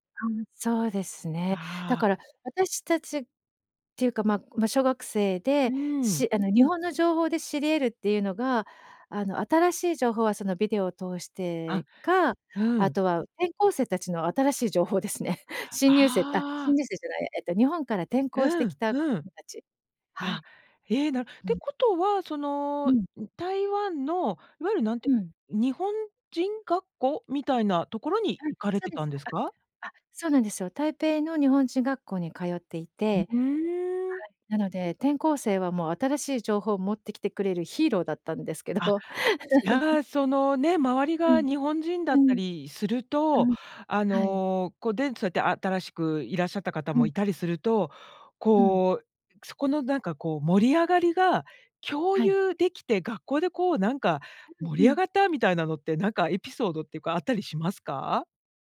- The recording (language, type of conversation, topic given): Japanese, podcast, 懐かしいCMの中で、いちばん印象に残っているのはどれですか？
- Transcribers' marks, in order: laughing while speaking: "情報ですね"; other background noise; laughing while speaking: "けど"; giggle